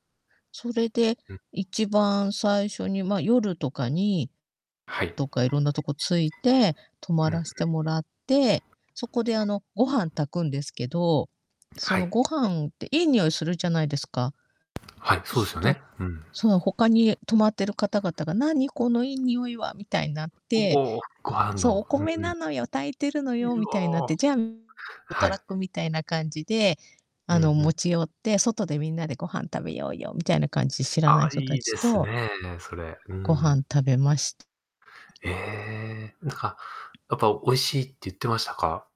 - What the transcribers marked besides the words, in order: tapping; other background noise; distorted speech
- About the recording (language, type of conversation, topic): Japanese, unstructured, 旅行先でいちばん驚いた場所はどこですか？
- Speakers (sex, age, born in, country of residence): female, 50-54, Japan, Japan; male, 35-39, Japan, Japan